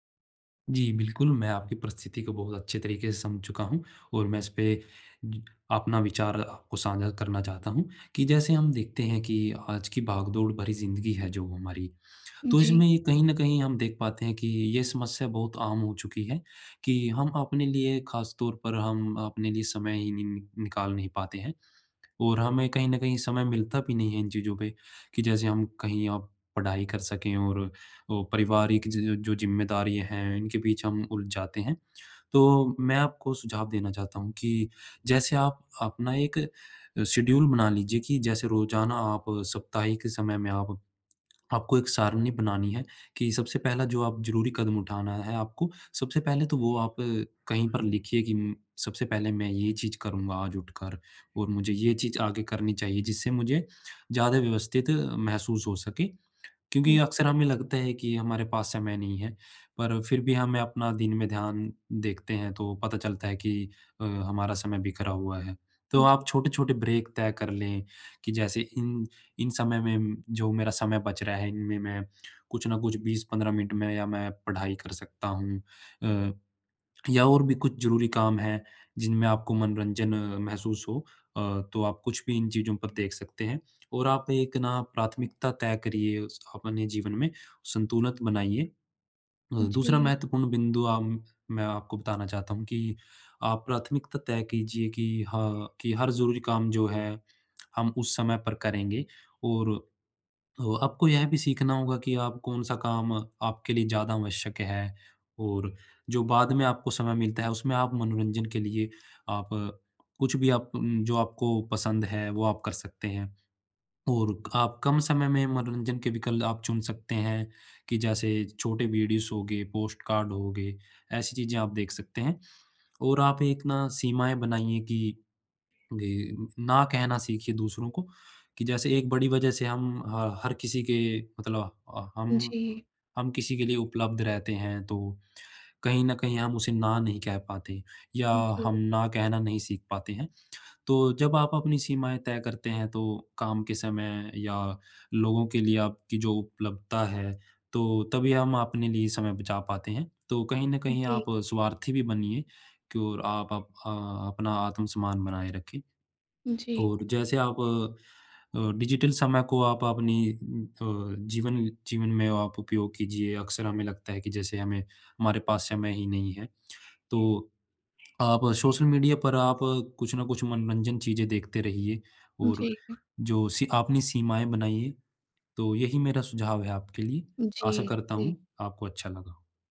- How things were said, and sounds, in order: in English: "शेड्यूल"; in English: "ब्रेक"; "संतुलन" said as "संतुलत"; in English: "वीडियोज़"; other background noise
- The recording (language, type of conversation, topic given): Hindi, advice, मैं अपनी रोज़मर्रा की ज़िंदगी में मनोरंजन के लिए समय कैसे निकालूँ?